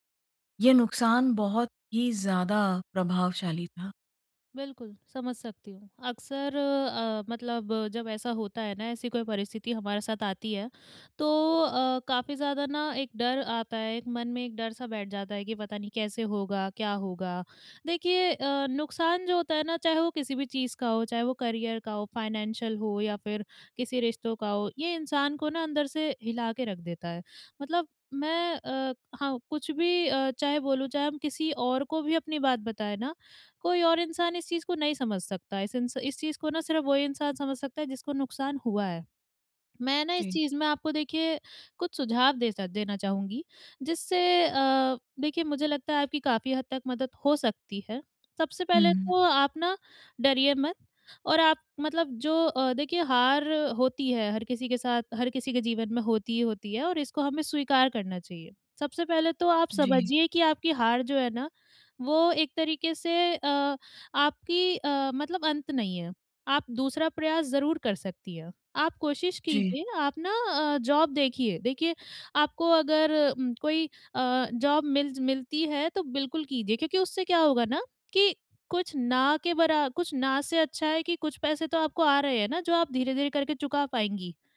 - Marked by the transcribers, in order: in English: "करियर"; in English: "फाइनेन्शियल"; in English: "जॉब"; in English: "जॉब"
- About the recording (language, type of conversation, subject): Hindi, advice, नुकसान के बाद मैं अपना आत्मविश्वास फिर से कैसे पा सकता/सकती हूँ?